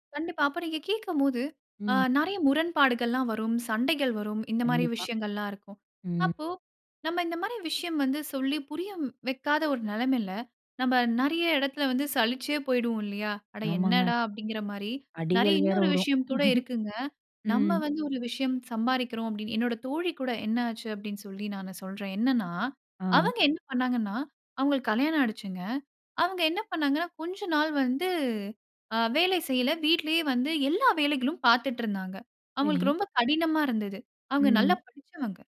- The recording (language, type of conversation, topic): Tamil, podcast, வாழ்க்கையில் சுதந்திரம் முக்கியமா, நிலைபாடு முக்கியமா?
- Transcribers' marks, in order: "புரிய" said as "புரியம்"; chuckle